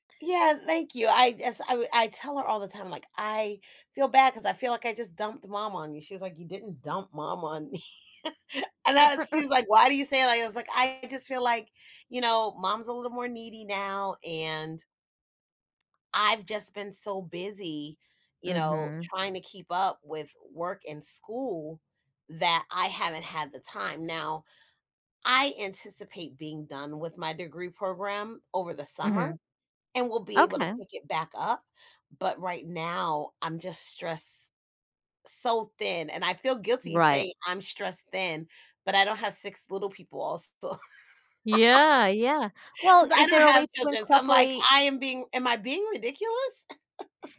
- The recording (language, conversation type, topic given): English, advice, How can I spend more meaningful time with my family?
- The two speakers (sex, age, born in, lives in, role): female, 45-49, United States, United States, user; female, 50-54, United States, United States, advisor
- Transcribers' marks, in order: laughing while speaking: "me"; other background noise; laugh; chuckle